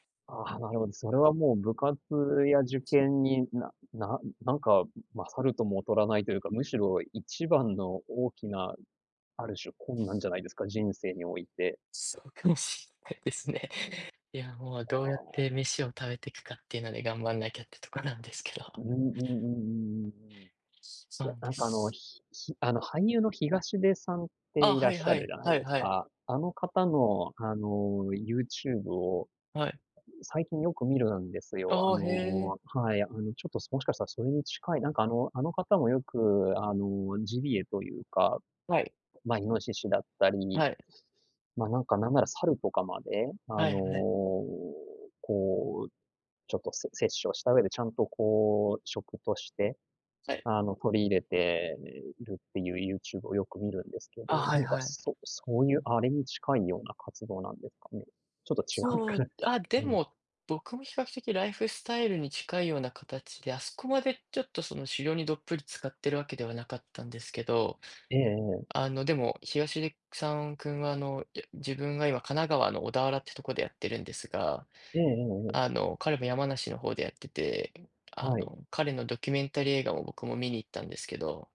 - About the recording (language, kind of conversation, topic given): Japanese, unstructured, これまでに困難を乗り越えた経験について教えてください？
- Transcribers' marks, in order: laughing while speaking: "そうかもしんないですね"